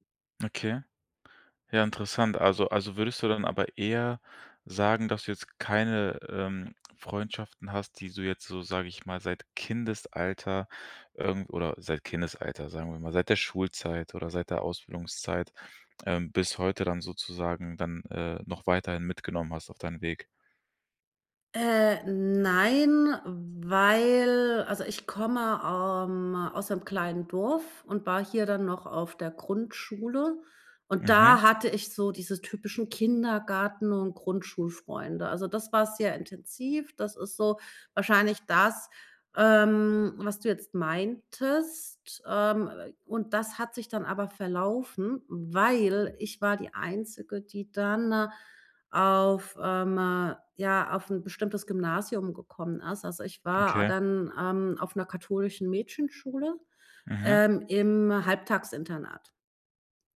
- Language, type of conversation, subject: German, podcast, Wie baust du langfristige Freundschaften auf, statt nur Bekanntschaften?
- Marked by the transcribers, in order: none